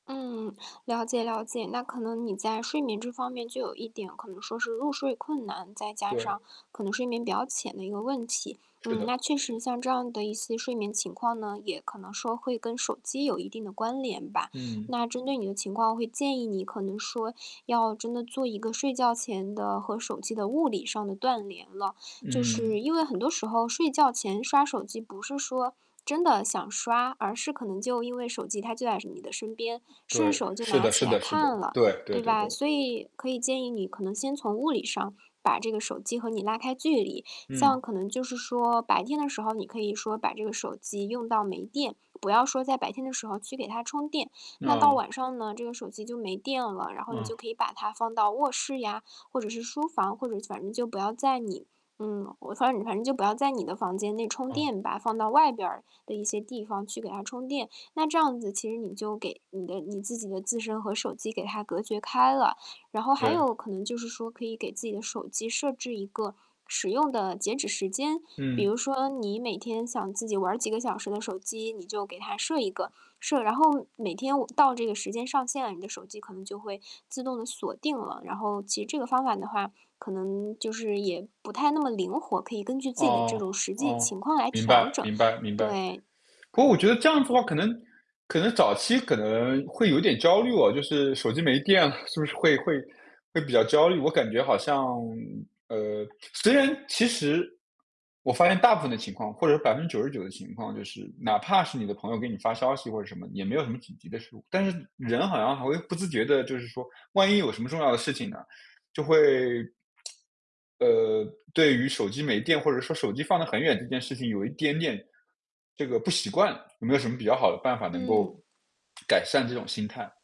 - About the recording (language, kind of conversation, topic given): Chinese, advice, 我该如何建立睡前不看屏幕的固定习惯？
- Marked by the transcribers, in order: static; distorted speech; other background noise; tapping; lip smack; tsk